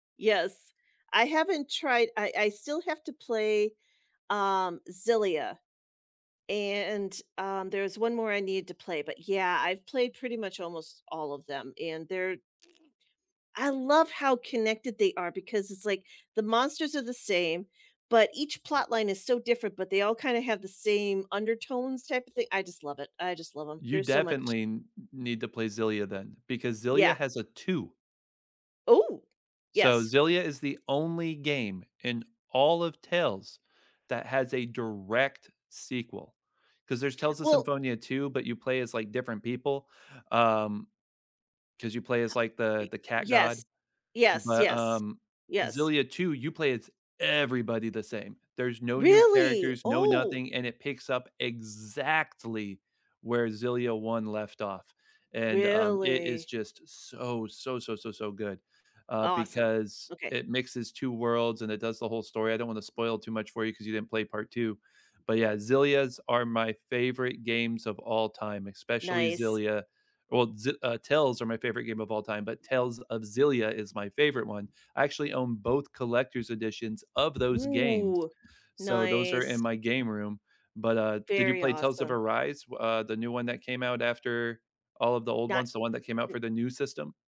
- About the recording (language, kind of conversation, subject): English, unstructured, What comfort TV shows do you rewatch on rainy days?
- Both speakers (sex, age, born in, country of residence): female, 50-54, United States, United States; male, 45-49, United States, United States
- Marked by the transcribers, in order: other background noise; stressed: "everybody"; stressed: "exactly"; surprised: "Really? Oh"